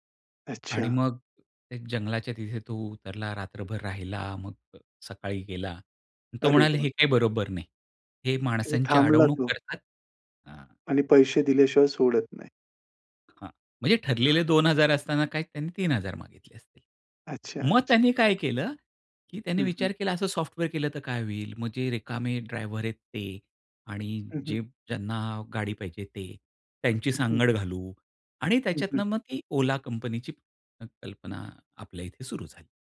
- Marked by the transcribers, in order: other background noise
- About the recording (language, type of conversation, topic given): Marathi, podcast, तुमची जिज्ञासा कायम जागृत कशी ठेवता?